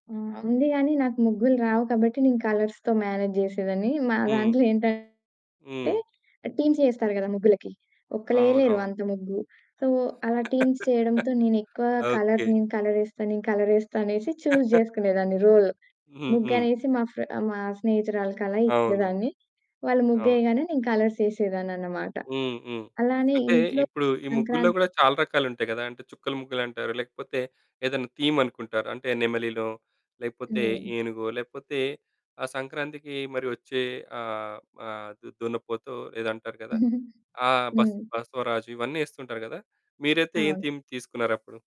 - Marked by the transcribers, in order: in English: "కలర్స్‌తో మ్యానేజ్"; distorted speech; in English: "టీమ్స్"; laugh; in English: "సో"; in English: "టీమ్స్"; in English: "కలర్"; chuckle; in English: "చూజ్"; in English: "రోల్"; in English: "థీమ్"; giggle; in English: "థీమ్"
- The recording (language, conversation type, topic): Telugu, podcast, ఋతువుల పండుగలు మీ జీవితంలో ఎంత ప్రాధాన్యం కలిగి ఉన్నాయని మీకు అనిపిస్తుంది?